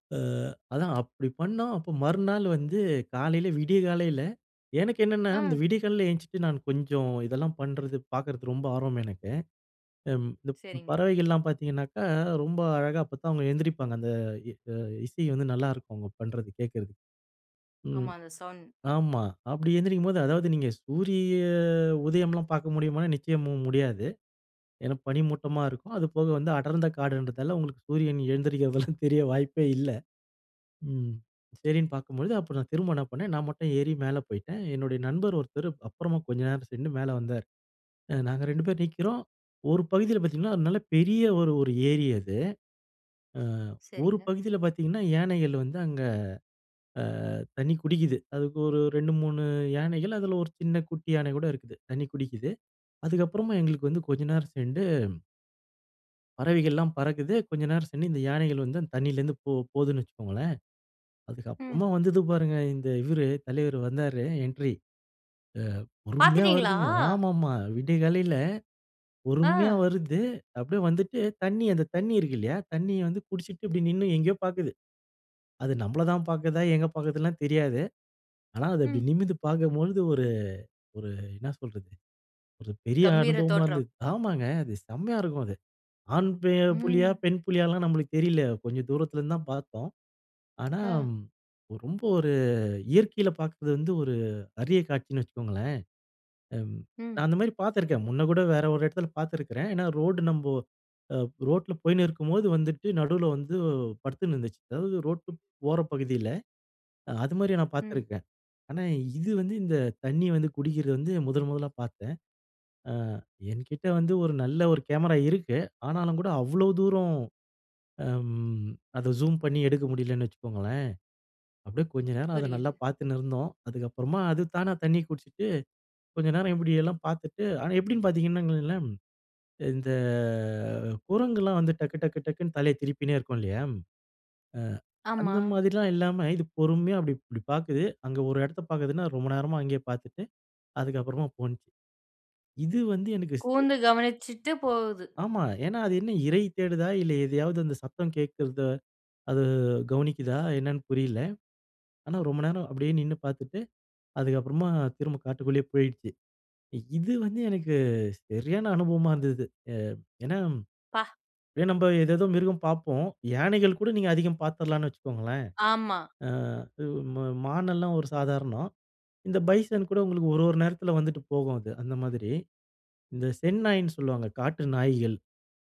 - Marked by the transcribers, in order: "எழுந்திட்டு" said as "எஞ்சுட்டு"; "பாத்தீங்கனால்" said as "பாத்தீங்கனாக்கா"; in English: "சௌண்ட்"; "எழுந்திரிக்கிறதெல்லாம்" said as "ஏந்திரிகறதெல்லா"; "சென்று" said as "சென்டு"; drawn out: "அ"; "சென்று" said as "சென்டு"; "சென்று" said as "சென்னு"; surprised: "அதுக்கு அப்புறமா வந்தது பாருங்க இந்த இவரு தலைவரு வந்தாரு. என்ட்ரி. அ பொறுமையா வருதுங்க!"; surprised: "பாத்துட்டீங்களா?"; surprised: "ஆ"; "பாத்தீங்கன்னா இங்கெலாம்" said as "பாத்திங்கனாங்கலலாம்"; drawn out: "இந்த"; drawn out: "அது"; surprised: "இது வந்து எனக்கு சரியான அனுபவமா இருந்தது"; in English: "பைசன்"
- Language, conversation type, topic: Tamil, podcast, காட்டில் உங்களுக்கு ஏற்பட்ட எந்த அனுபவம் உங்களை மனதார ஆழமாக உலுக்கியது?